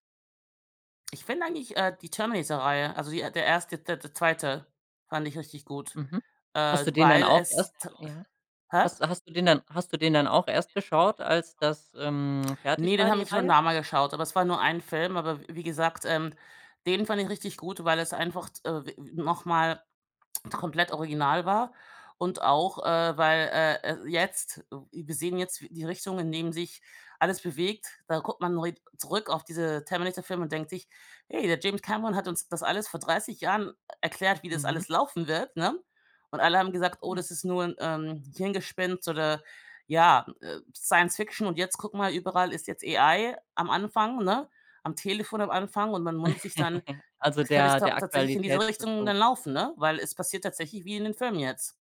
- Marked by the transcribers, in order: background speech; other background noise; put-on voice: "AI"; giggle
- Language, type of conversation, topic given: German, podcast, Wie gehst du mal ganz ehrlich mit Spoilern um?